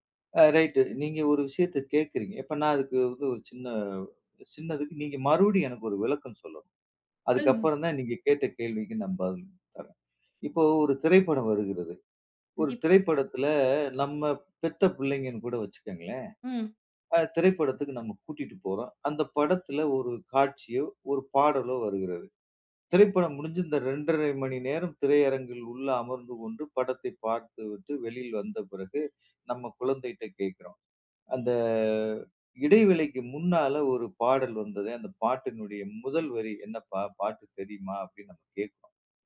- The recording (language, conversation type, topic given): Tamil, podcast, பாடங்களை நன்றாக நினைவில் வைப்பது எப்படி?
- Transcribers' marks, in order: none